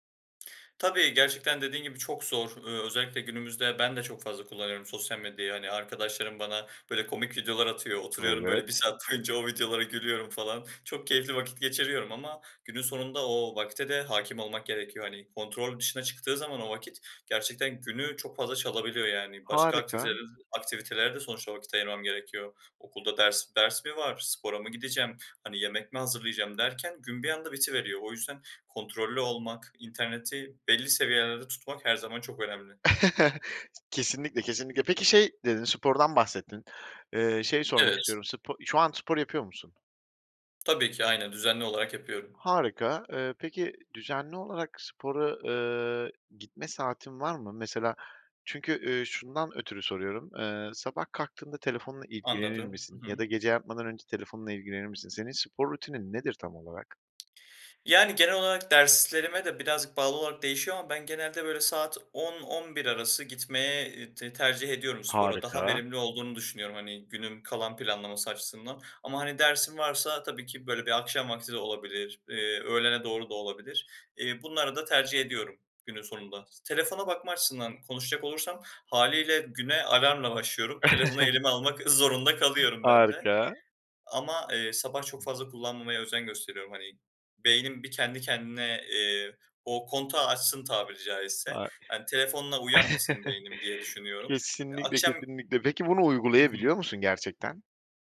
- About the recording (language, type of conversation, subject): Turkish, podcast, İnternetten uzak durmak için hangi pratik önerilerin var?
- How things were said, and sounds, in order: other background noise; tapping; laughing while speaking: "boyunca"; unintelligible speech; chuckle; chuckle; chuckle